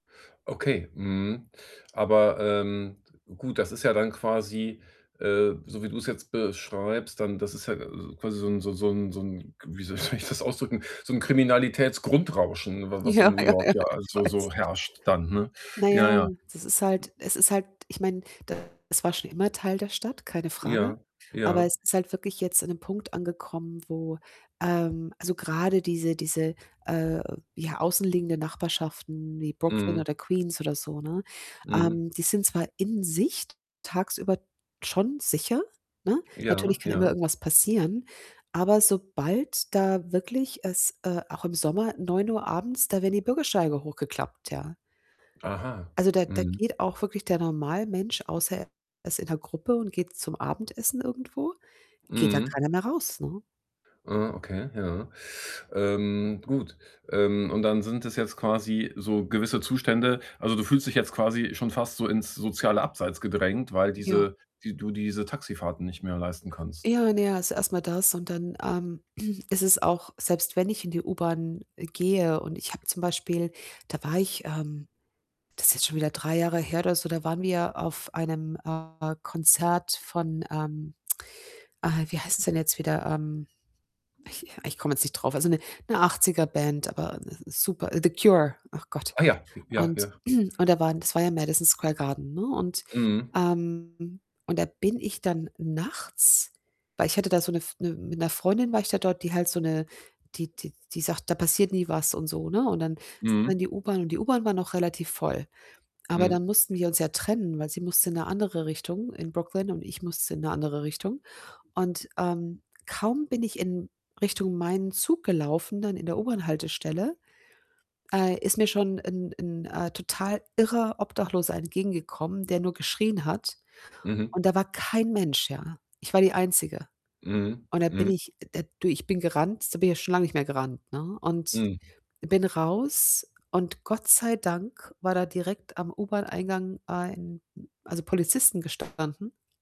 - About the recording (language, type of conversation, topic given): German, advice, Wie finde ich meinen Platz, wenn sich mein Freundeskreis verändert?
- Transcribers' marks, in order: other background noise; snort; laughing while speaking: "soll ich das ausdrücken"; laughing while speaking: "Ja, ja, ja, ich weiß"; distorted speech; static; stressed: "sich"; tapping; throat clearing; background speech; throat clearing; stressed: "nachts"